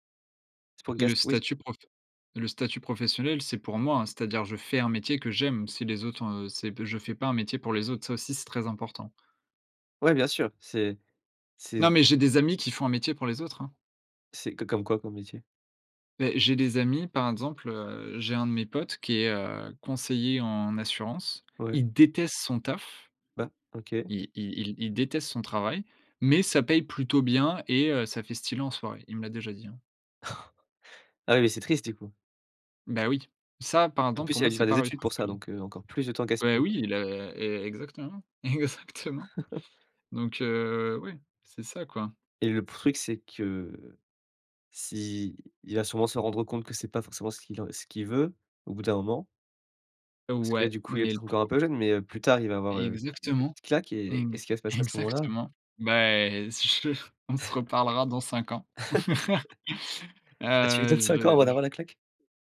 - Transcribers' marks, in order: tapping; chuckle; laughing while speaking: "Exactement"; chuckle; chuckle; laugh
- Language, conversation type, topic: French, podcast, C’est quoi, pour toi, une vie réussie ?